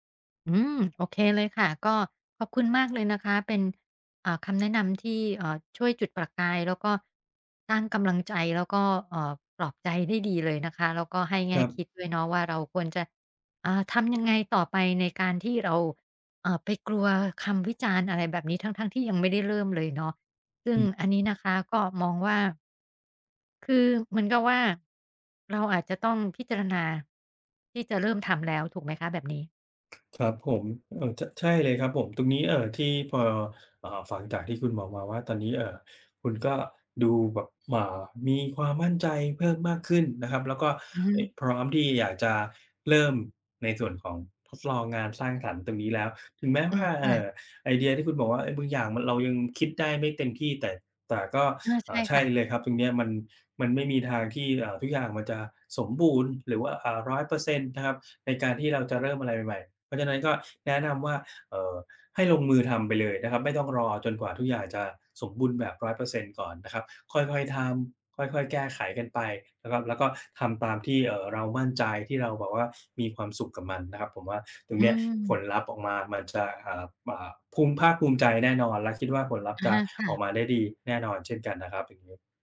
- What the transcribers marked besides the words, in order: other background noise; tapping
- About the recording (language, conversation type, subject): Thai, advice, อยากทำงานสร้างสรรค์แต่กลัวถูกวิจารณ์